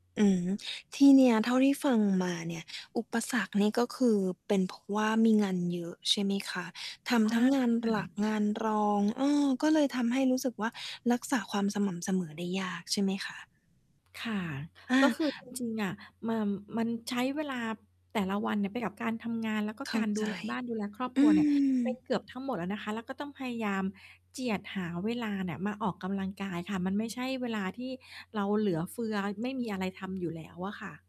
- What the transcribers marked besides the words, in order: distorted speech
- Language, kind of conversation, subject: Thai, advice, ฉันจะรักษาความสม่ำเสมอในการออกกำลังกายและการเรียนท่ามกลางอุปสรรคได้อย่างไร?